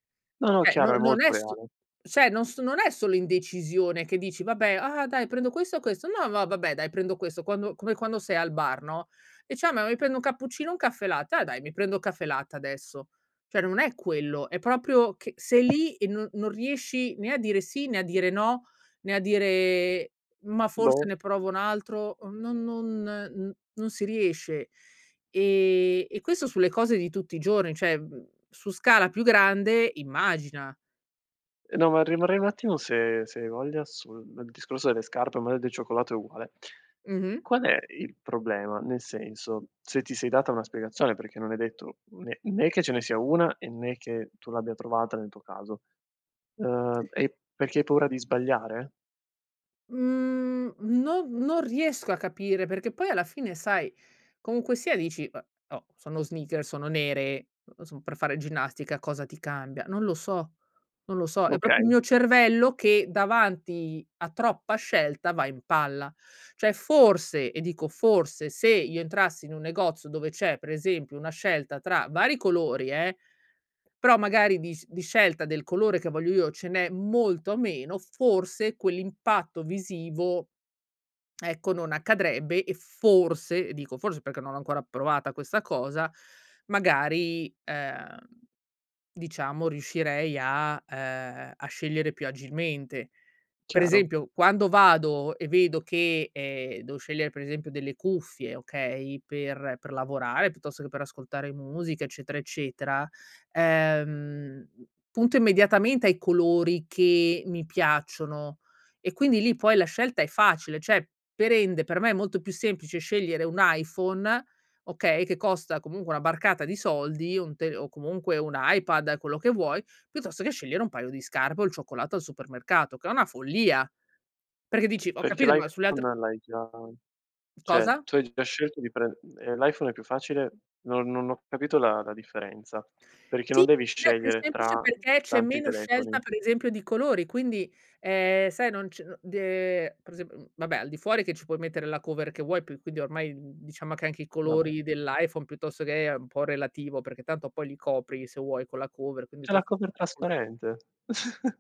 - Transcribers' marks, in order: "Cioè" said as "ceh"; "cioè" said as "ceh"; tapping; "Cioè" said as "ceh"; other background noise; "magari" said as "maari"; "proprio" said as "propio"; "cioè" said as "ceh"; tsk; "Cioè" said as "ceh"; "cioè" said as "ceh"; unintelligible speech; chuckle
- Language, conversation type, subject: Italian, podcast, Come riconosci che sei vittima della paralisi da scelta?